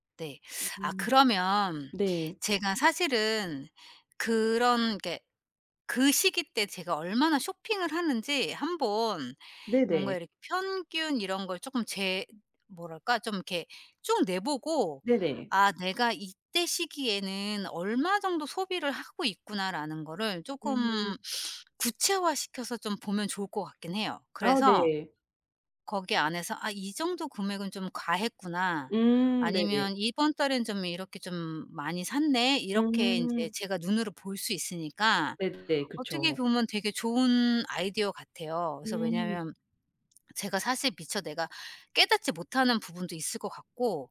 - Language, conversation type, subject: Korean, advice, 스트레스를 풀기 위해 감정적으로 소비하는 습관이 있으신가요?
- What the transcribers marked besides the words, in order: other background noise